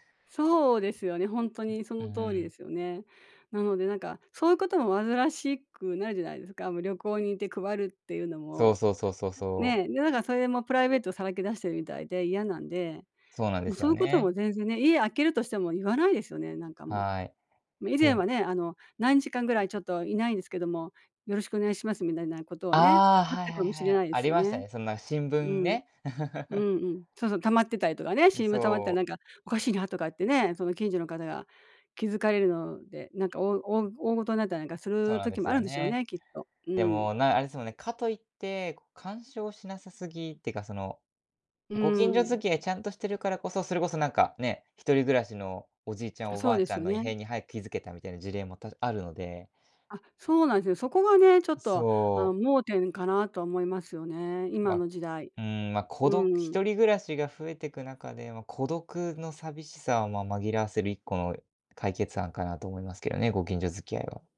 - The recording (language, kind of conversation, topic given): Japanese, podcast, ご近所付き合いを無理なく整えるにはどうすればいいですか？
- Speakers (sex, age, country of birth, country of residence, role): female, 60-64, Japan, Japan, guest; male, 20-24, Japan, Japan, host
- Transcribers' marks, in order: chuckle